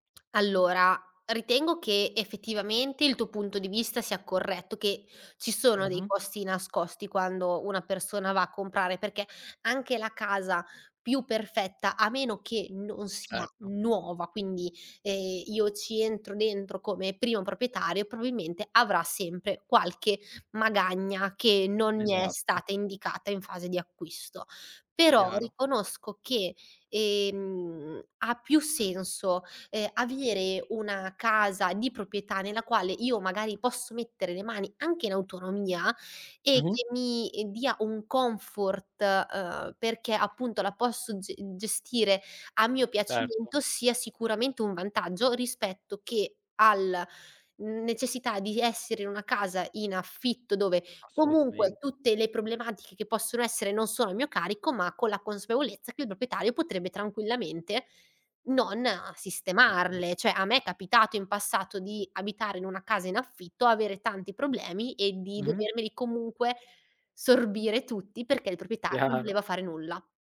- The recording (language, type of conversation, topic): Italian, podcast, Come scegliere tra comprare o affittare casa?
- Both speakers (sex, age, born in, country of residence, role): female, 25-29, Italy, Italy, guest; male, 25-29, Italy, Italy, host
- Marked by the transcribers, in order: "proprietario" said as "propietario"; "probabilmente" said as "proabilmente"; "proprietario" said as "propietario"; "Cioè" said as "ceh"; "proprietario" said as "propietario"; laughing while speaking: "Chiaro"